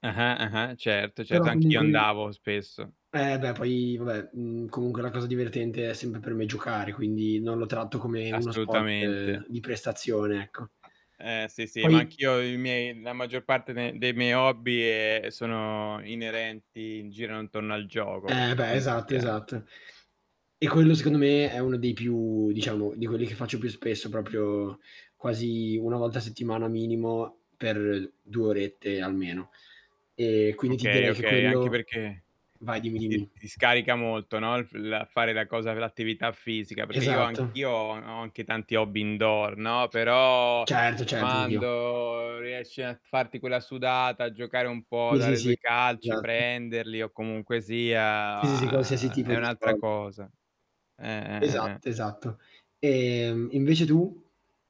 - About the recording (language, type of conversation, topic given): Italian, unstructured, Qual è il tuo hobby preferito e perché ti piace così tanto?
- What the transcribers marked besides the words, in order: static; other background noise; in English: "indoor"; drawn out: "però"; unintelligible speech; drawn out: "sia"; distorted speech